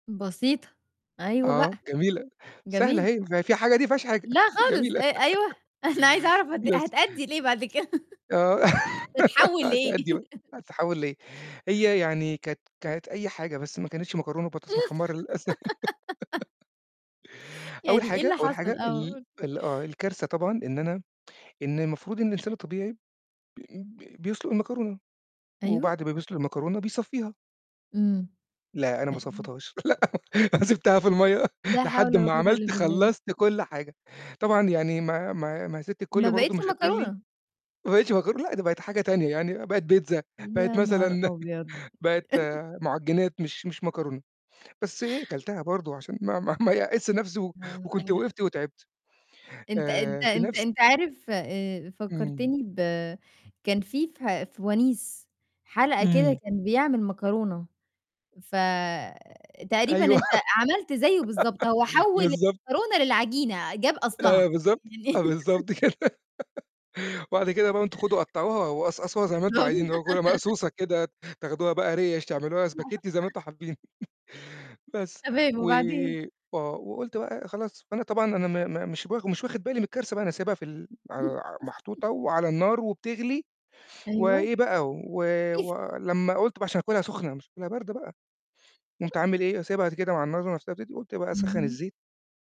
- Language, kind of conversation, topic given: Arabic, podcast, إيه أكبر كارثة حصلتلك في المطبخ، وإزاي قدرت تحلّيها؟
- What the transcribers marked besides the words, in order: chuckle; laugh; laughing while speaking: "أنا"; laugh; laughing while speaking: "كده"; laugh; laugh; other noise; laughing while speaking: "لأ، أنا سِبتها في المَيّة لحد ما عملت خلّصت كلّ حاجة"; chuckle; tapping; laughing while speaking: "ما يأسش نفسي"; unintelligible speech; other background noise; laughing while speaking: "أيوه"; laugh; distorted speech; unintelligible speech; chuckle; laughing while speaking: "كده"; unintelligible speech; laugh; laugh; chuckle; chuckle; unintelligible speech